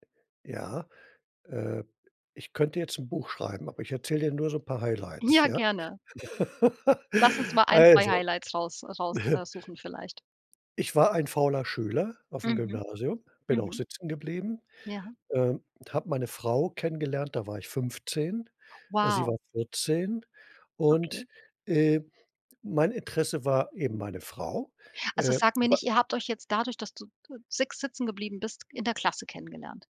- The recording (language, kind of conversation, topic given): German, podcast, Wie findest du heraus, was dir wirklich wichtig ist?
- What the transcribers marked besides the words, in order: laughing while speaking: "Ja"; chuckle; snort; other background noise